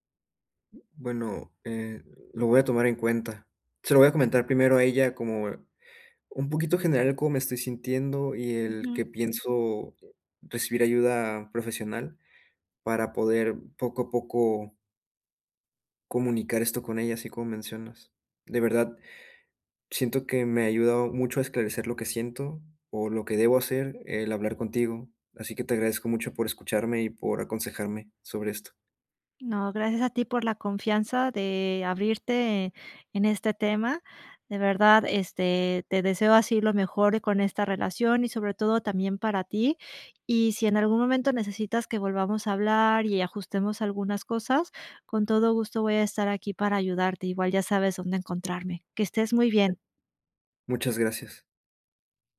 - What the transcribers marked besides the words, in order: other background noise
- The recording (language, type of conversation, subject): Spanish, advice, ¿Cómo puedo abordar la desconexión emocional en una relación que antes era significativa?